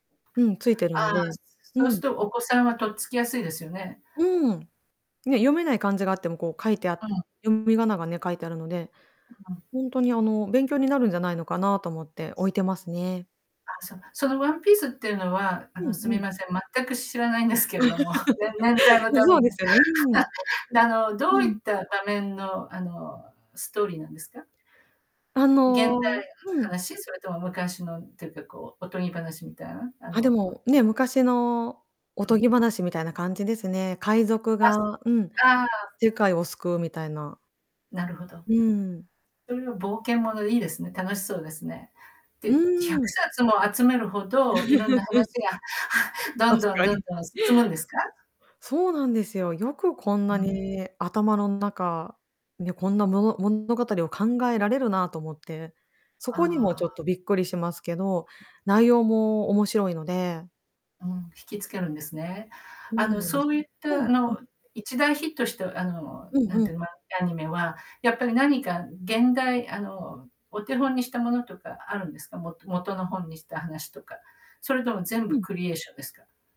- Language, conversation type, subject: Japanese, podcast, 昔の趣味をもう一度始めようと思ったきっかけは何ですか？
- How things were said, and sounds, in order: distorted speech; laugh; laugh; static; laugh; mechanical hum; in English: "クリエーション"